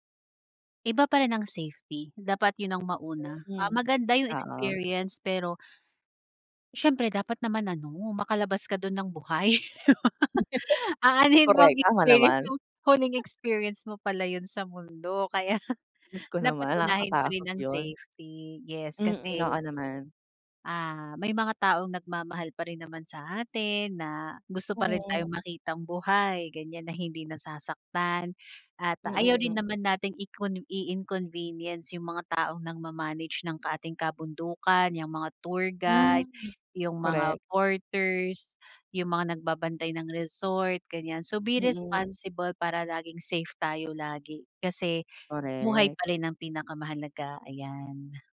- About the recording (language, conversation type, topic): Filipino, podcast, Anong payo ang maibibigay mo para sa unang paglalakbay sa kampo ng isang baguhan?
- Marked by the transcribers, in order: other background noise; laughing while speaking: "buhay"; laugh; snort; laughing while speaking: "Kaya"; tapping